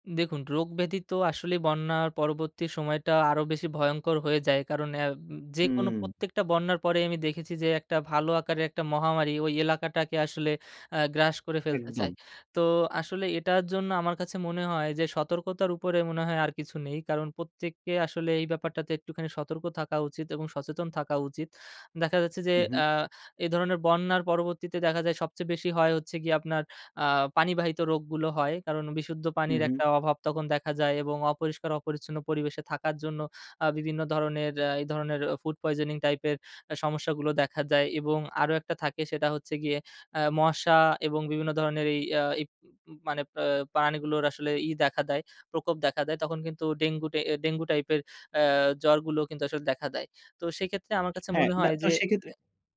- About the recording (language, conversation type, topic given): Bengali, podcast, তোমার এলাকায় জলাবদ্ধতা বা বন্যা হলে কী করা উচিত?
- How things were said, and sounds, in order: none